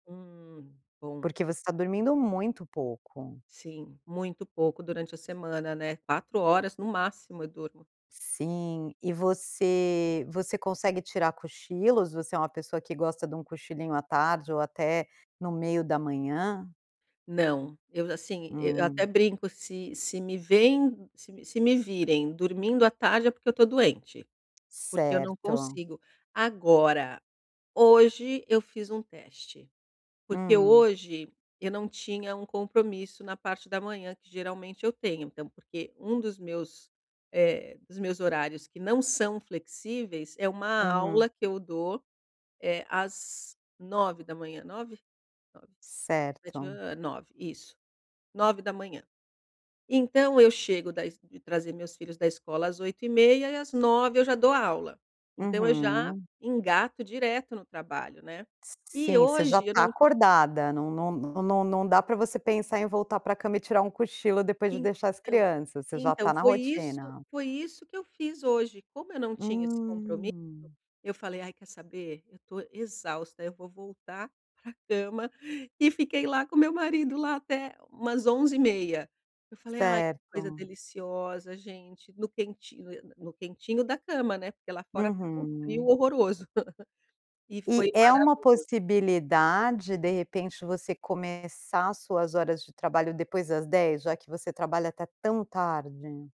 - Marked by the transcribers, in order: giggle; "maravilhoso" said as "maravilho"
- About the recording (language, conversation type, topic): Portuguese, advice, Como posso manter horários regulares mesmo com uma rotina variável?